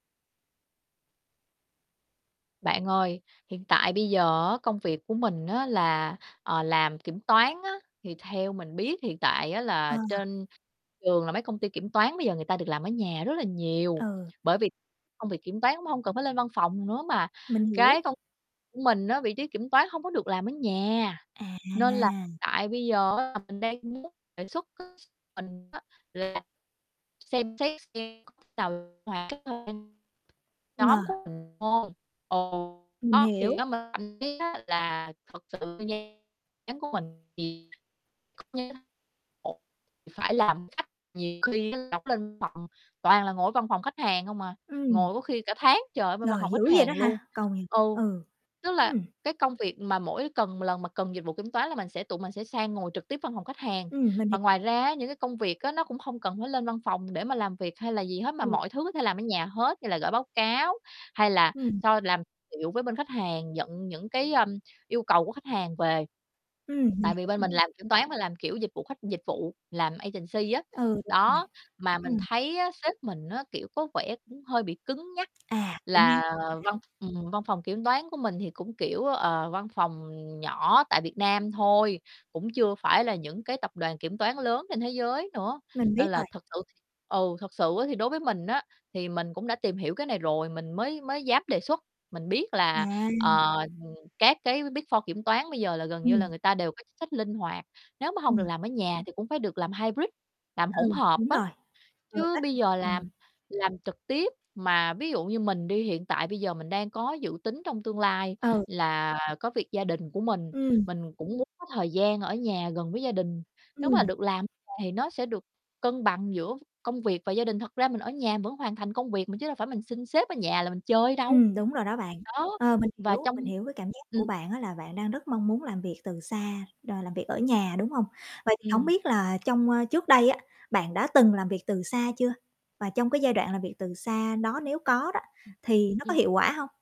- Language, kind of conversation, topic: Vietnamese, advice, Làm thế nào để tôi đàm phán lịch làm việc linh hoạt hoặc làm việc từ xa?
- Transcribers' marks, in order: tapping; other background noise; distorted speech; unintelligible speech; unintelligible speech; unintelligible speech; unintelligible speech; unintelligible speech; unintelligible speech; unintelligible speech; in English: "agency"; in English: "Big 4"; unintelligible speech; in English: "hybrid"